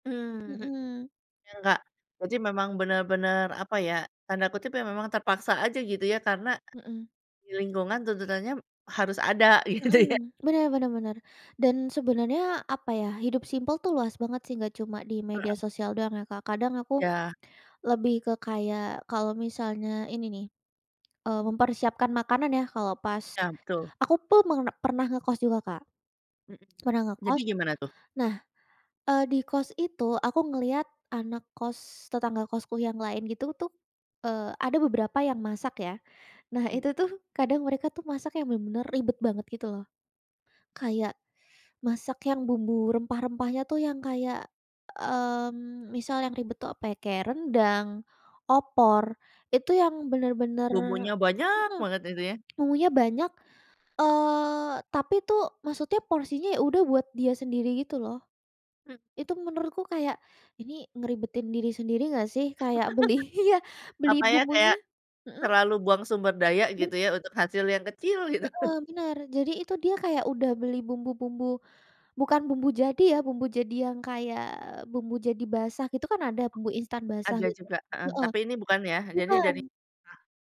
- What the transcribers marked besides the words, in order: other background noise; tapping; laughing while speaking: "gitu ya"; laugh; laughing while speaking: "beli iya"; unintelligible speech; laughing while speaking: "gitu"; unintelligible speech
- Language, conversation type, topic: Indonesian, podcast, Apakah gaya hidup sederhana membuat hidupmu lebih tenang, dan mengapa?